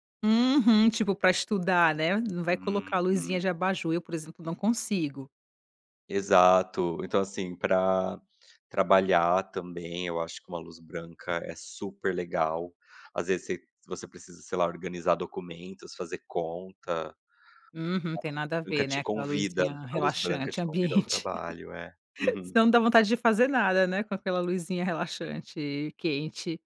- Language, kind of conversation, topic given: Portuguese, podcast, Qual iluminação você prefere em casa e por quê?
- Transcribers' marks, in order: tapping; laughing while speaking: "ambiente"